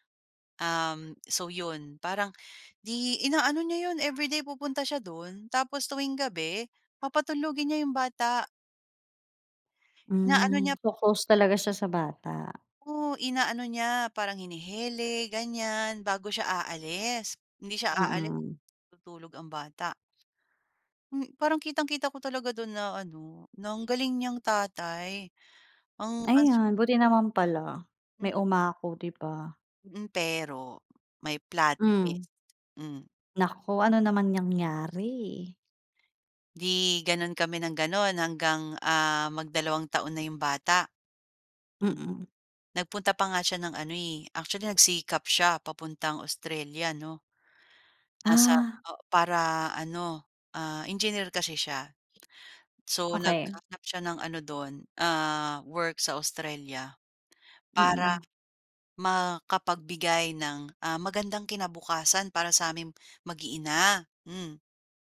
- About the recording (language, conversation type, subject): Filipino, podcast, May tao bang biglang dumating sa buhay mo nang hindi mo inaasahan?
- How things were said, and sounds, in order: dog barking; tapping; other background noise; unintelligible speech